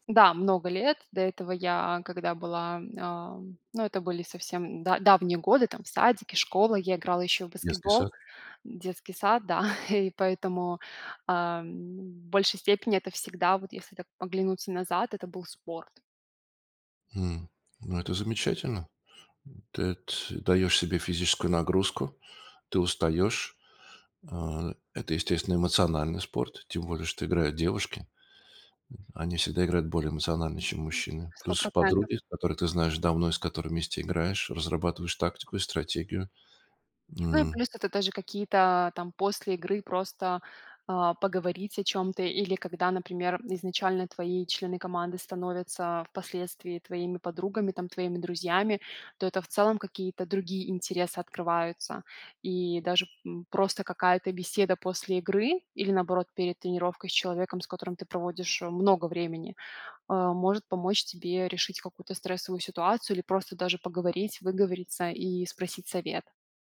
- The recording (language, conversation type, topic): Russian, podcast, Как вы справляетесь со стрессом в повседневной жизни?
- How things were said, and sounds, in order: chuckle; other noise